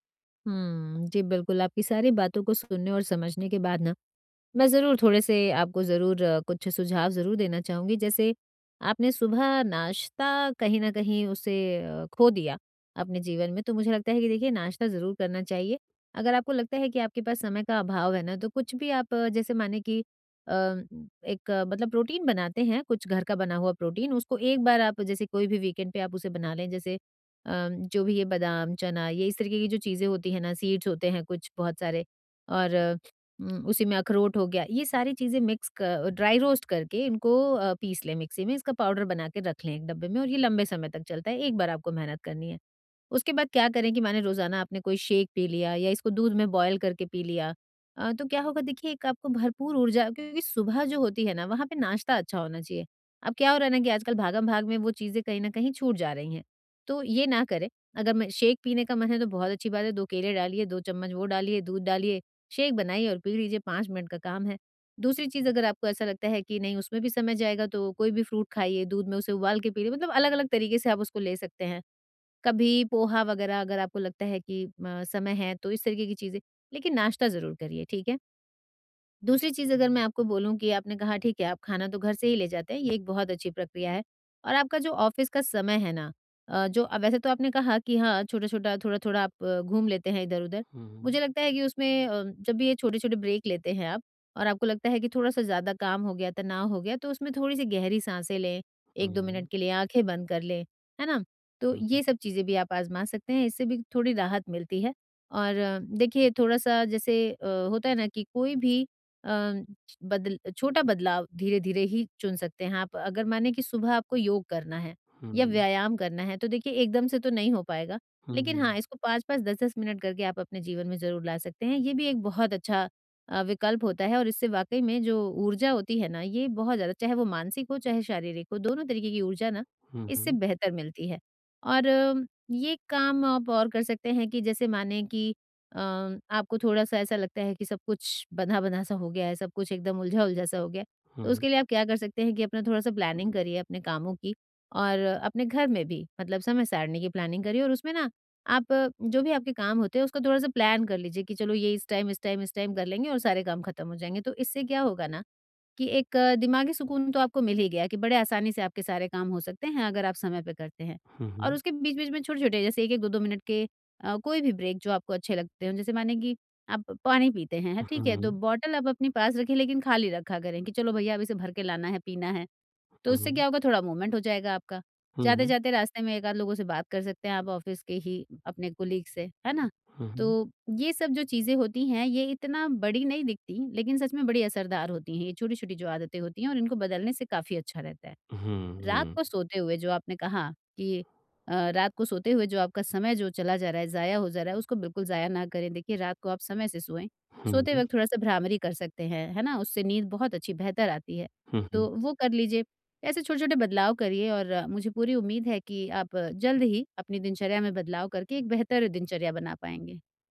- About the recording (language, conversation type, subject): Hindi, advice, मैं अपनी दैनिक दिनचर्या में छोटे-छोटे आसान बदलाव कैसे शुरू करूँ?
- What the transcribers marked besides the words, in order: in English: "वीकेंड"; in English: "सीड्स"; other background noise; tapping; in English: "मिक्स"; in English: "ड्राई रोस्ट"; in English: "पाउडर"; in English: "शेक"; in English: "बॉइल"; in English: "शेक"; in English: "शेक"; in English: "फ्रूट"; in English: "ऑफिस"; in English: "ब्रेक"; in English: "प्लानिंग"; in English: "प्लानिंग"; in English: "प्लान"; in English: "टाइम"; in English: "टाइम"; in English: "टाइम"; in English: "ब्रेक"; in English: "बॉटल"; in English: "मूवमेंट"; in English: "ऑफिस"; in English: "कलीग"